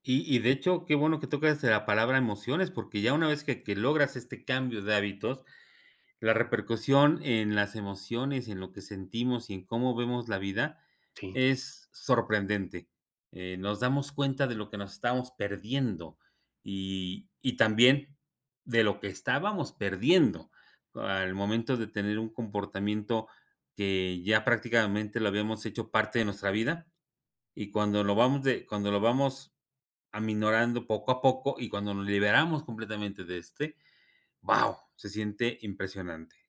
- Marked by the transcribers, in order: tapping
- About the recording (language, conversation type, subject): Spanish, unstructured, ¿Alguna vez cambiaste un hábito y te sorprendieron los resultados?